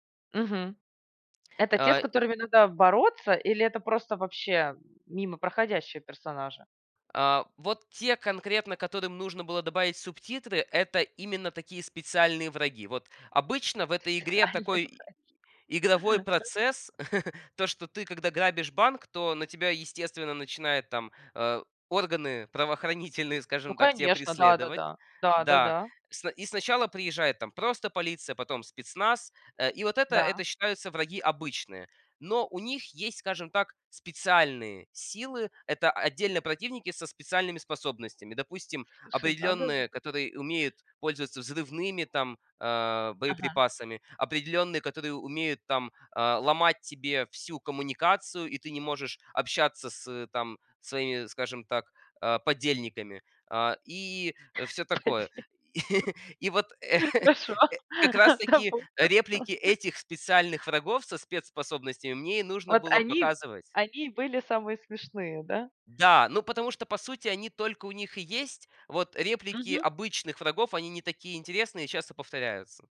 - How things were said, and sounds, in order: laughing while speaking: "Специально даже"; chuckle; tapping; other background noise; unintelligible speech; chuckle; laughing while speaking: "Хорошо. Допустим"
- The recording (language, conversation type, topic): Russian, podcast, Что делает обучение по-настоящему увлекательным для тебя?